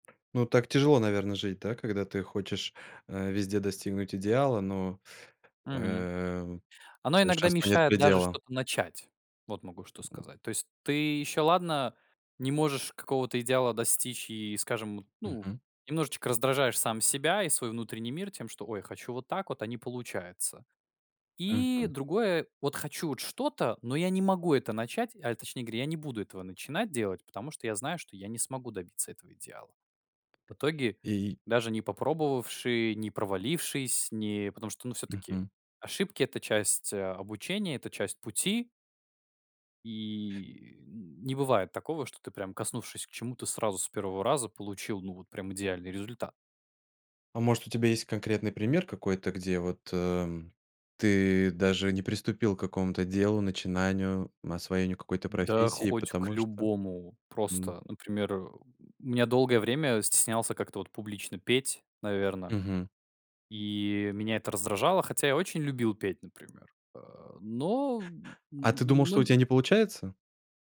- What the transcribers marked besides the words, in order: tapping; other noise; other background noise
- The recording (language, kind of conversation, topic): Russian, podcast, Что помогло тебе отказаться от перфекционизма?